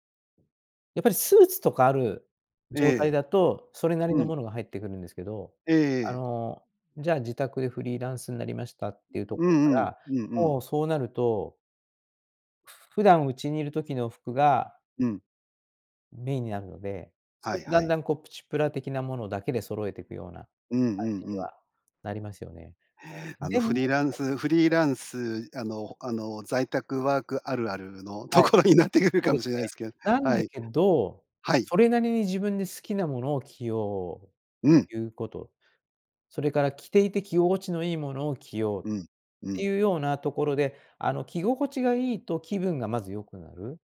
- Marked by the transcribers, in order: other background noise; laughing while speaking: "ところになってくるかもしれないですけど"
- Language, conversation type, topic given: Japanese, podcast, 服で気分を変えるコツってある？